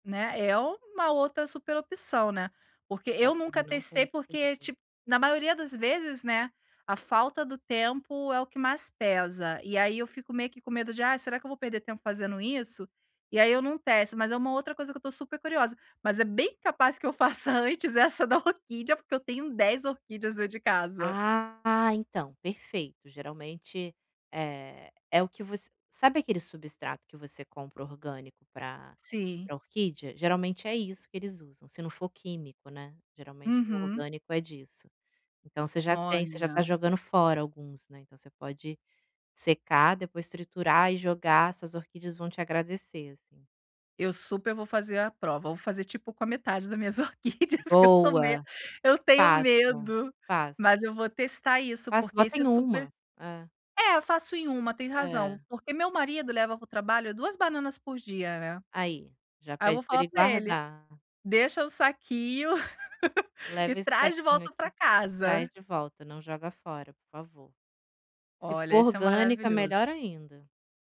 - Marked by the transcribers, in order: other background noise; laughing while speaking: "orquídeas, que eu sou me"; laugh
- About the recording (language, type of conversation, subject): Portuguese, advice, Como posso reduzir o desperdício de alimentos e economizar no orçamento mensal?